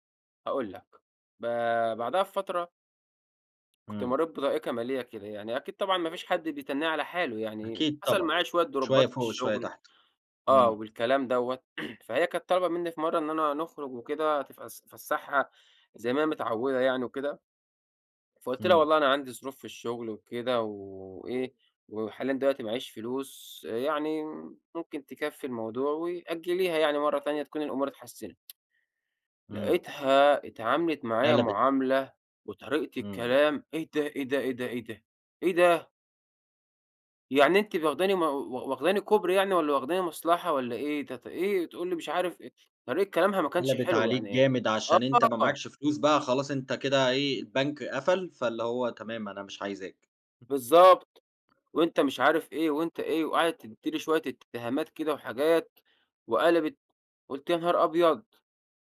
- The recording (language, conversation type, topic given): Arabic, podcast, إزاي تقدر تبتدي صفحة جديدة بعد تجربة اجتماعية وجعتك؟
- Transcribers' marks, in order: alarm; other background noise; in English: "دروبات"; throat clearing; tsk